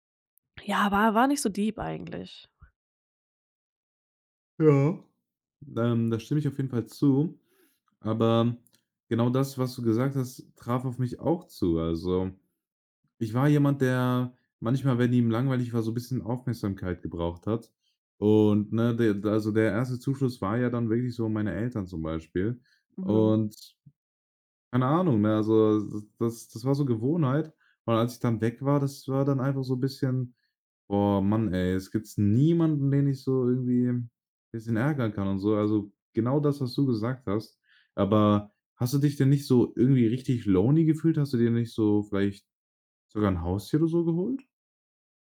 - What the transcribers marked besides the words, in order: tapping; "Zuschuss" said as "Zuschluss"; other background noise; in English: "lonely"
- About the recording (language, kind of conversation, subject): German, podcast, Wann hast du zum ersten Mal alleine gewohnt und wie war das?